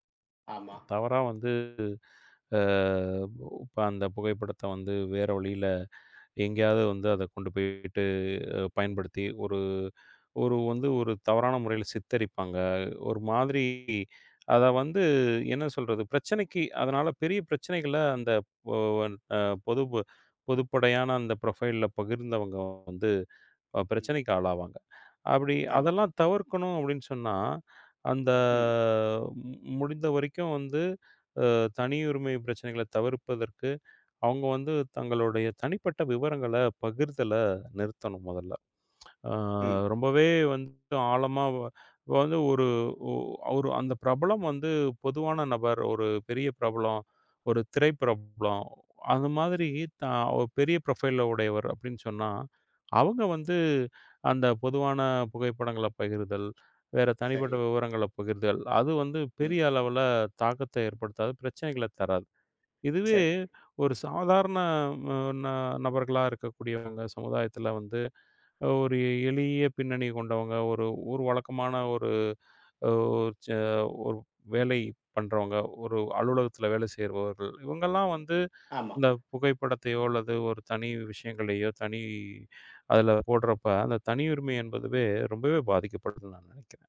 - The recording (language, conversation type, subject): Tamil, podcast, சமூக ஊடகங்களில் தனியுரிமை பிரச்சினைகளை எப்படிக் கையாளலாம்?
- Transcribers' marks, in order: inhale; in English: "ப்ரொஃபைல்ல"; tsk; in English: "ப்ரொஃபைல்ல"; inhale; other noise